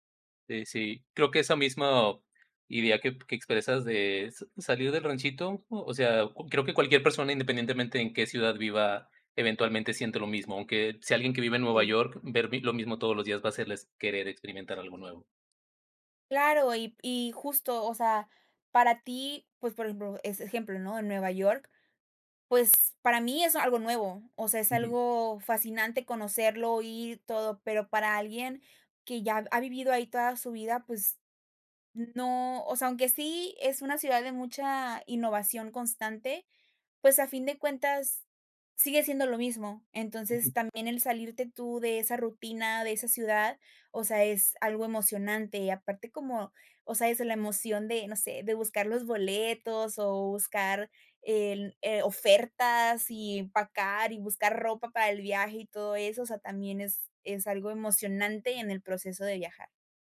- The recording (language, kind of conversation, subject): Spanish, podcast, ¿Qué te fascina de viajar por placer?
- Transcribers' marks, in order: none